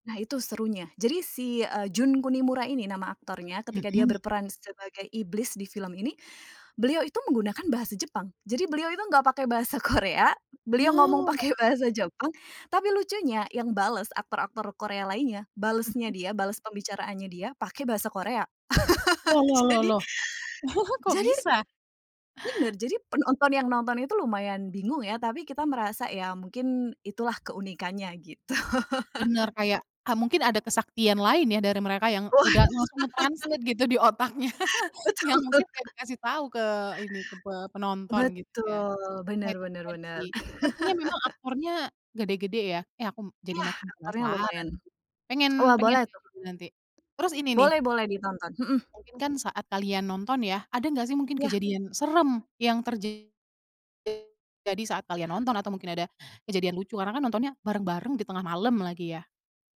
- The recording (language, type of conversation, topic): Indonesian, podcast, Film apa yang paling berkesan buat kamu, dan kenapa?
- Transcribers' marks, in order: laughing while speaking: "Korea"; chuckle; laugh; laughing while speaking: "Jadi"; laughing while speaking: "gitu"; chuckle; laugh; in English: "nge-translate"; laughing while speaking: "Betul"; chuckle; chuckle; tapping; unintelligible speech